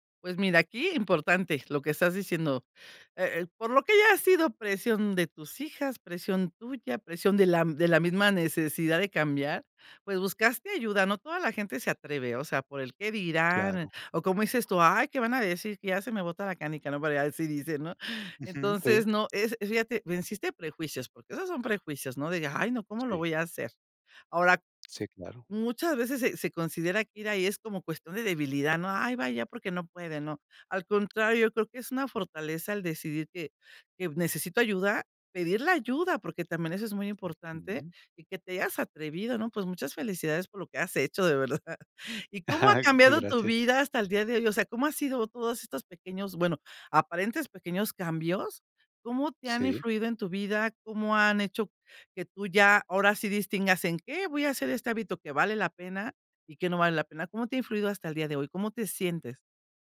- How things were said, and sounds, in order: other background noise; chuckle
- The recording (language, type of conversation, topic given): Spanish, podcast, ¿Cómo decides qué hábito merece tu tiempo y esfuerzo?